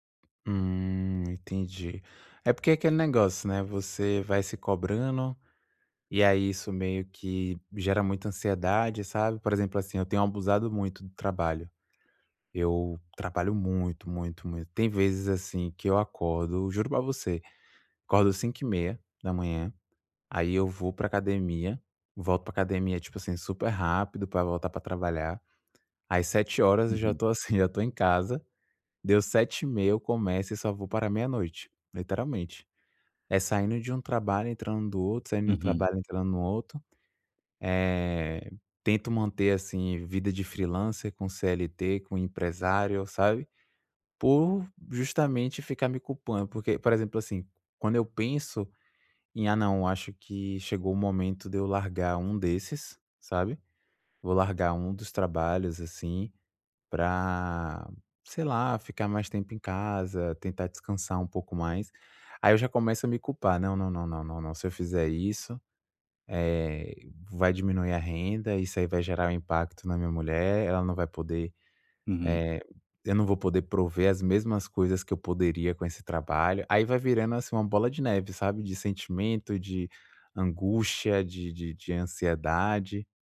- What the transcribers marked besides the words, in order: tapping; chuckle; "outro" said as "oto"
- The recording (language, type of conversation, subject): Portuguese, advice, Como você lida com a culpa de achar que não é bom o suficiente?